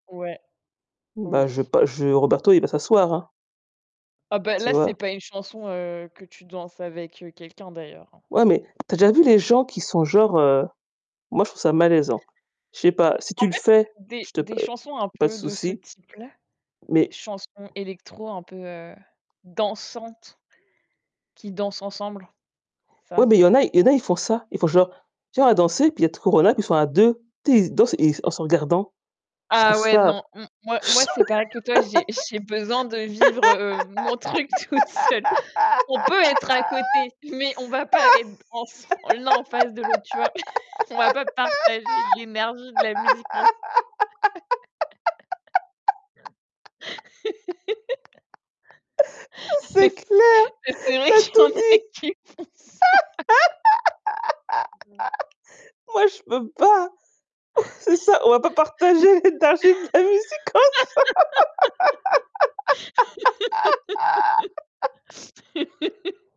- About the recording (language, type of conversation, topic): French, unstructured, Quelle chanson te rend toujours heureux ?
- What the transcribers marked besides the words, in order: static; tapping; stressed: "dansantes"; laughing while speaking: "mon truc toute seule"; chuckle; laugh; laughing while speaking: "oui c'est vrai qu'il y en a qui font ça"; giggle; giggle; other background noise; laughing while speaking: "On c'est ça, on va … musique comme ça"; laugh; laugh